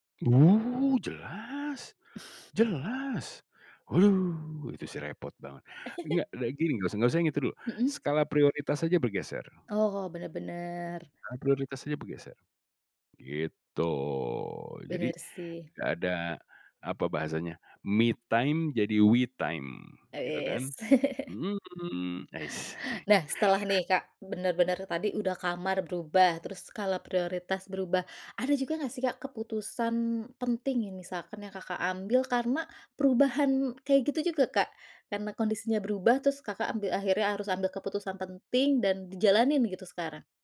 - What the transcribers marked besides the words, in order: chuckle; tapping; drawn out: "gitu"; in English: "me time"; in English: "we time"; chuckle
- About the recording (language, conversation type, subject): Indonesian, podcast, Momen apa yang membuat kamu sadar harus berubah, dan kenapa?